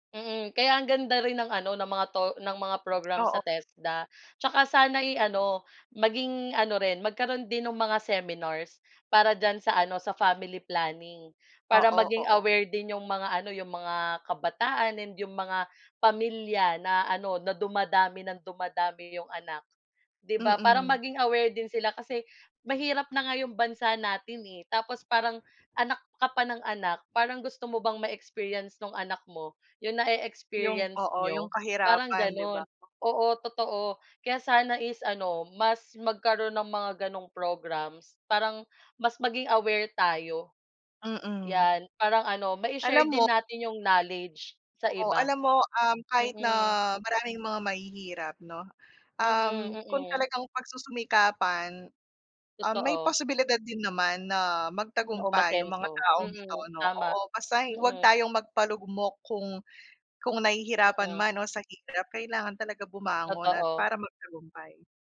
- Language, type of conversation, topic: Filipino, unstructured, Paano mo nakikita ang epekto ng kahirapan sa ating komunidad?
- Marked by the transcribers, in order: drawn out: "na"